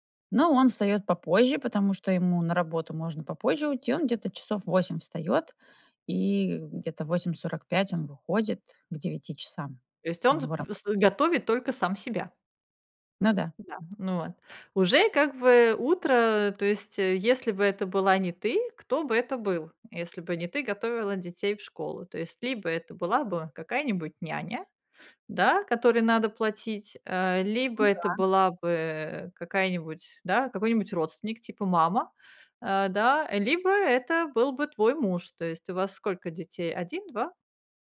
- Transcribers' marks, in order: none
- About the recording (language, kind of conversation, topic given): Russian, advice, Как перестать ссориться с партнёром из-за распределения денег?